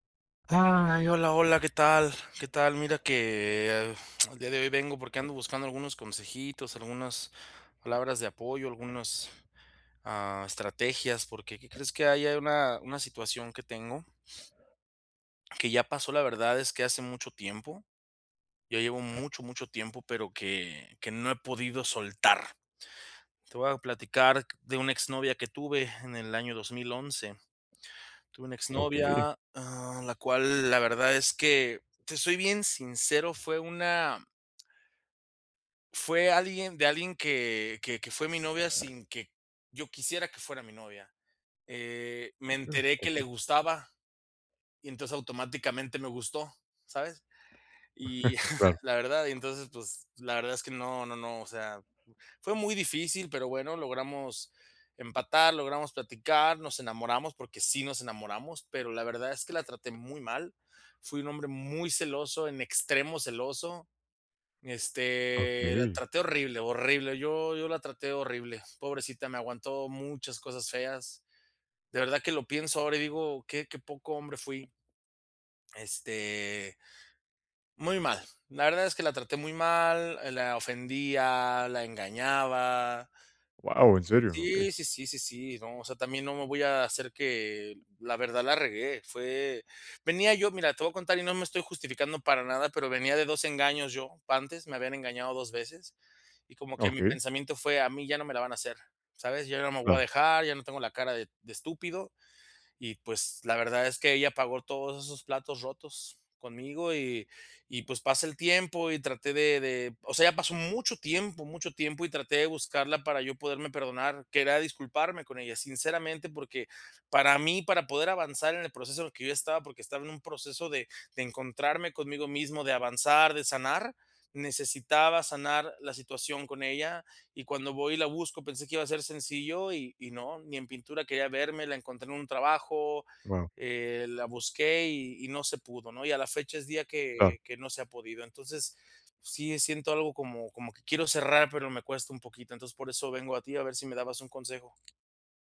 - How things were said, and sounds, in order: drawn out: "Ay"; sniff; stressed: "soltar"; other background noise; scoff; other noise; chuckle; disgusted: "A mí ya no me … de de estúpido"; tapping
- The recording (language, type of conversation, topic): Spanish, advice, Enfrentar la culpa tras causar daño